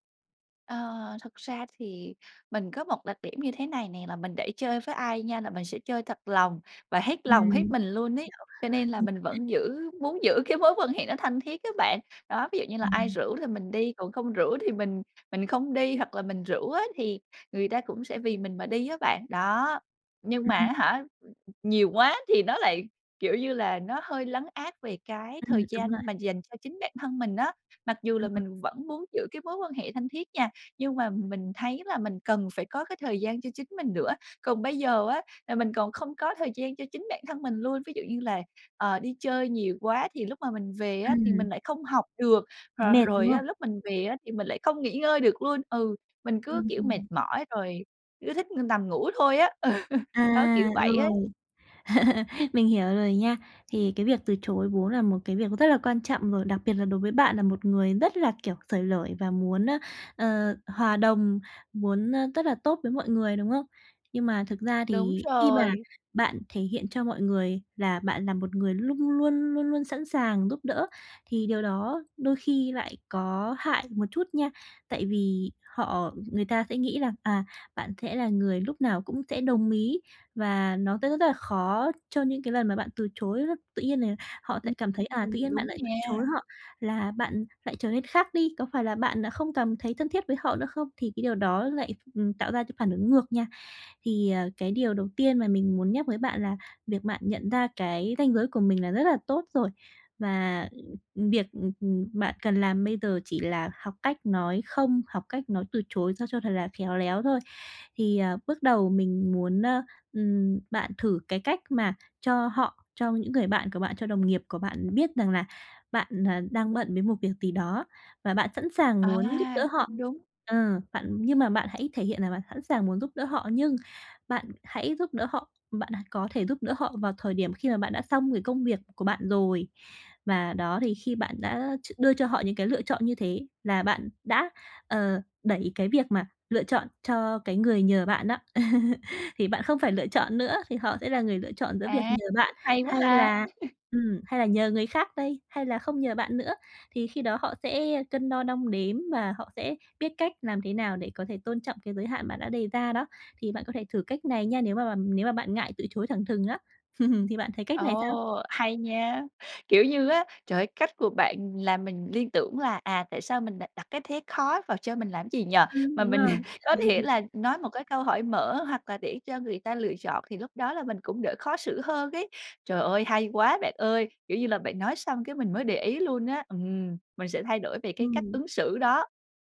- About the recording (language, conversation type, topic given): Vietnamese, advice, Làm thế nào để lịch sự từ chối lời mời?
- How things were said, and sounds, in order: tapping; unintelligible speech; other background noise; laughing while speaking: "Ừ"; chuckle; chuckle; chuckle; chuckle; laughing while speaking: "mình"; laugh